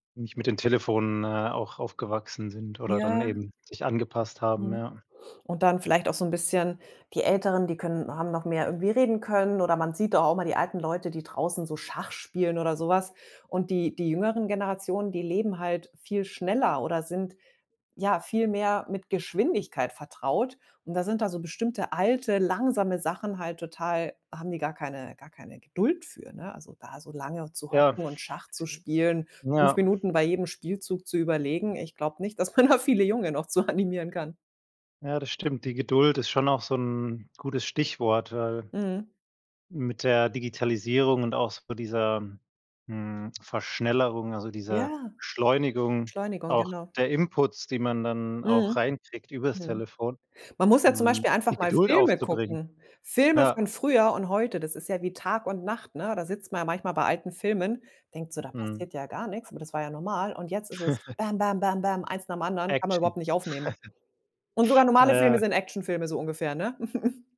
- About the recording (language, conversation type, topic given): German, podcast, Was sind die größten Missverständnisse zwischen Alt und Jung in Familien?
- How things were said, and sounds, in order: unintelligible speech; laughing while speaking: "dass man da viele Junge noch zu animieren kann"; laugh; laugh; chuckle